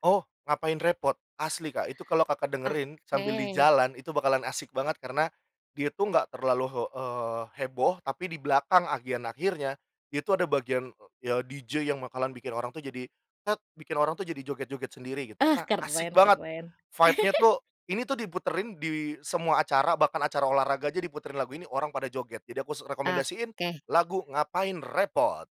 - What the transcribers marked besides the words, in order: tapping; in English: "DJ"; in English: "Vibe-nya"; giggle
- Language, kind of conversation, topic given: Indonesian, podcast, Pernahkah kamu tertarik pada musik dari budaya lain, dan bagaimana ceritanya?